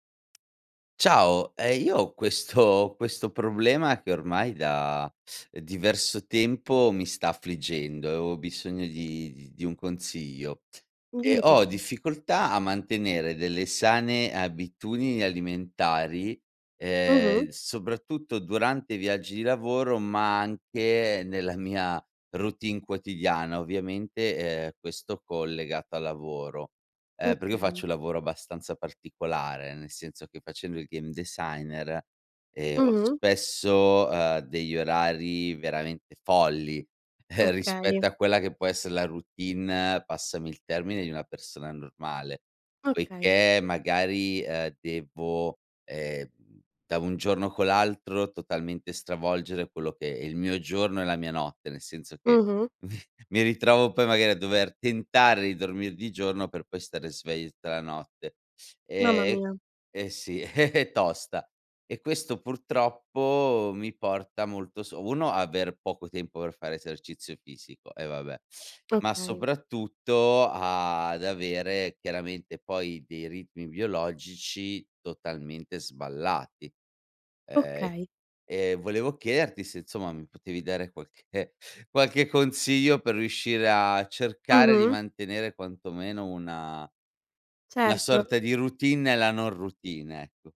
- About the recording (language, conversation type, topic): Italian, advice, Quali difficoltà incontri nel mantenere abitudini sane durante i viaggi o quando lavori fuori casa?
- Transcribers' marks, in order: laughing while speaking: "questo"; teeth sucking; chuckle; chuckle; chuckle; teeth sucking; laughing while speaking: "qualche qualche consiglio"